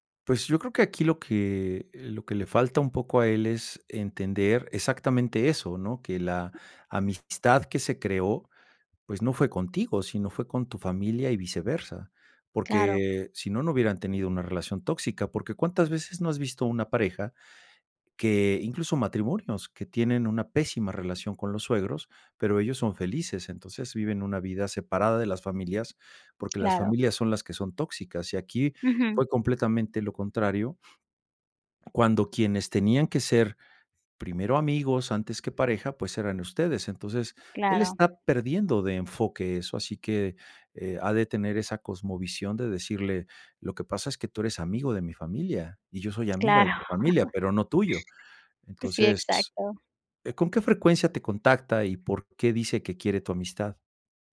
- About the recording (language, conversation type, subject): Spanish, advice, ¿Cómo puedo poner límites claros a mi ex que quiere ser mi amigo?
- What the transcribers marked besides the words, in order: other background noise; chuckle